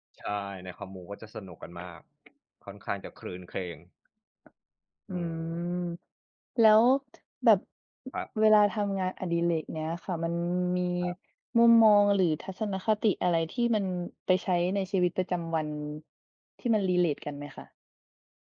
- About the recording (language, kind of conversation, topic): Thai, unstructured, คุณคิดว่างานอดิเรกช่วยให้ชีวิตดีขึ้นได้อย่างไร?
- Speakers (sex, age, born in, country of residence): female, 20-24, Thailand, Thailand; male, 35-39, Thailand, Thailand
- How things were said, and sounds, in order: tapping; other noise; other background noise; in English: "relate"